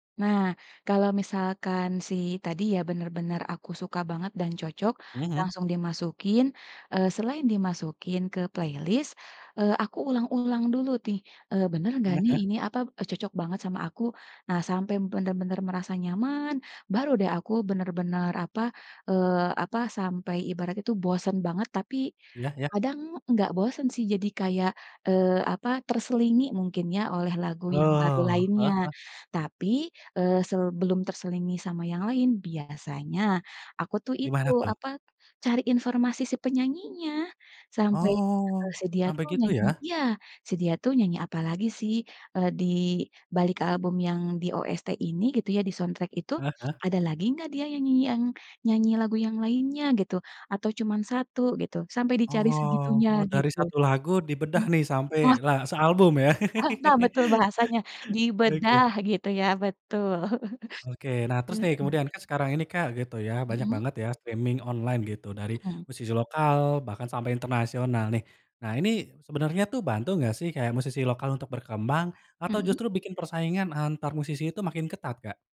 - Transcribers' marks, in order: in English: "playlist"; "nih" said as "tih"; tapping; in English: "soundtrack"; laugh; chuckle; in English: "streaming"
- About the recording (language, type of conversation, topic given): Indonesian, podcast, Bagaimana layanan streaming memengaruhi cara kamu menemukan musik baru?